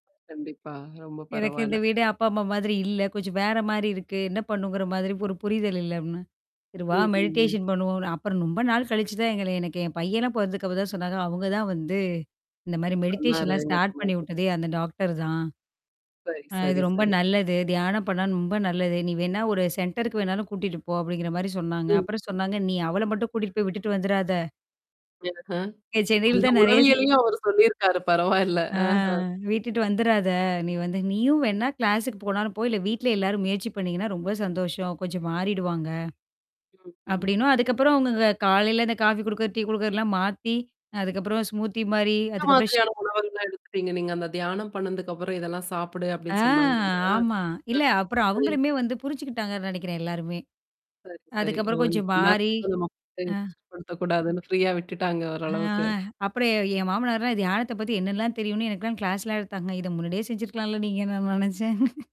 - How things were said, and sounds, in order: other background noise; tapping; in English: "மெடிடேஷன்"; distorted speech; unintelligible speech; in English: "மெடிடேஷன்லாம் ஸ்டார்ட்"; mechanical hum; in English: "சென்டருக்கு"; static; unintelligible speech; laughing while speaking: "அந்த உளவியலயும் அவர் சொல்லியிருக்காரு பரவால்ல. அஹ"; in English: "கிளாஸ்க்கு"; in English: "காஃபி"; in English: "டீ"; in English: "ஸ்மூதி"; other noise; drawn out: "ஆ!"; unintelligible speech; unintelligible speech; in English: "ஃப்ரீயா"; drawn out: "அ"; in English: "கிளாஸ்லாம்"; laughing while speaking: "நான் நெனச்சே"
- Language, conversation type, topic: Tamil, podcast, தியானம் மன அழுத்தத்தைக் குறைக்க உதவுமா?